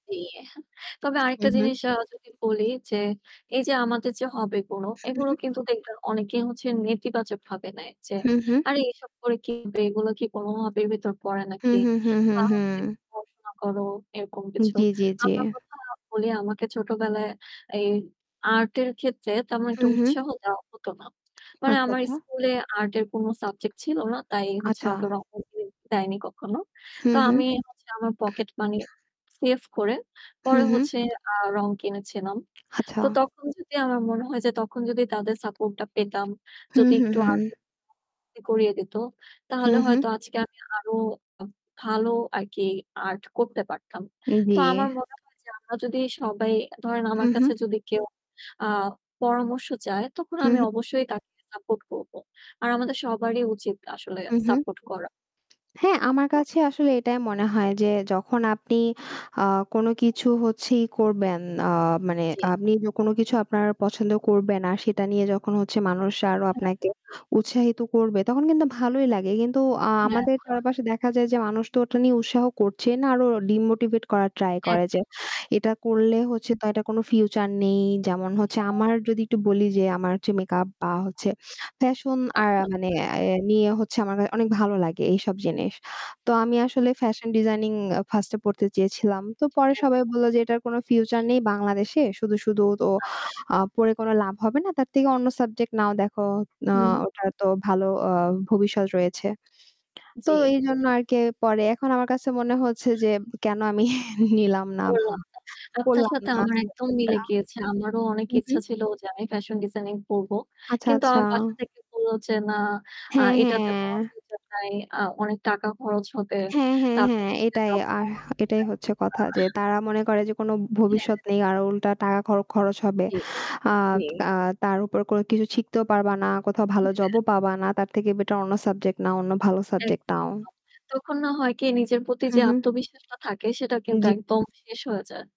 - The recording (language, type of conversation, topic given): Bengali, unstructured, কোন শখটি তোমাকে সবচেয়ে বেশি আনন্দ দেয়?
- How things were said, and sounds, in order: static; chuckle; other background noise; tapping; distorted speech; unintelligible speech; unintelligible speech; unintelligible speech; unintelligible speech; lip smack; unintelligible speech; laughing while speaking: "নিলাম না। ভা"; unintelligible speech; chuckle; unintelligible speech